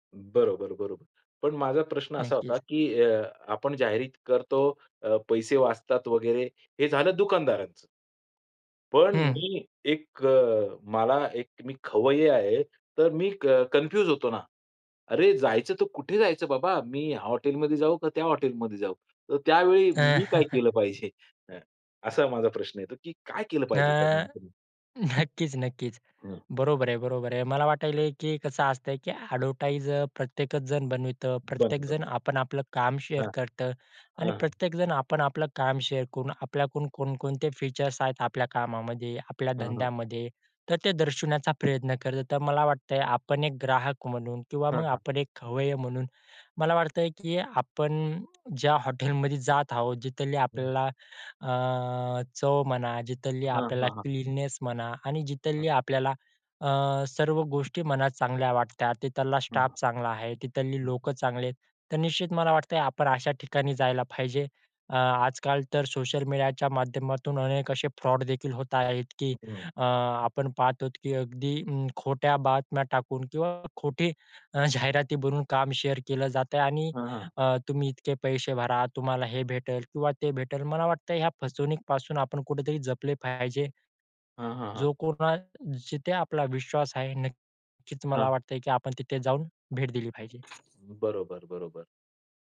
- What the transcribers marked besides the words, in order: in English: "कन्फ्यूज"; chuckle; laughing while speaking: "पाहिजे?"; other noise; unintelligible speech; "वाटत आहे" said as "वाटायलय"; in English: "ॲडव्हर्टाइज"; "बनवतं" said as "बनवितं"; in English: "शेअर"; in English: "शेअर"; tapping; "जिथली" said as "जिथालली"; "जिथली" said as "जिथालली"; in English: "क्लीननेस"; "जिथली" said as "जिथालली"; "तिथला" said as "तीथालला"; "जिथली" said as "तीथालली"; unintelligible speech; in English: "शेअर"
- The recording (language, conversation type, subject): Marathi, podcast, सोशल मीडियावर आपले काम शेअर केल्याचे फायदे आणि धोके काय आहेत?
- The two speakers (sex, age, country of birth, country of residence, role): male, 20-24, India, India, guest; male, 50-54, India, India, host